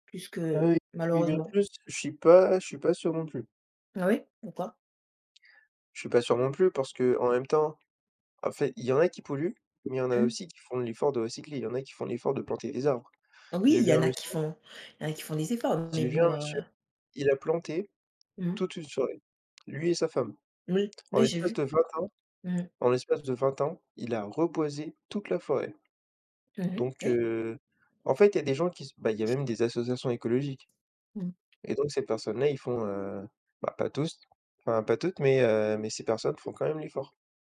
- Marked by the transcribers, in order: other background noise; tapping
- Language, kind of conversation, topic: French, unstructured, Comment la déforestation affecte-t-elle notre planète ?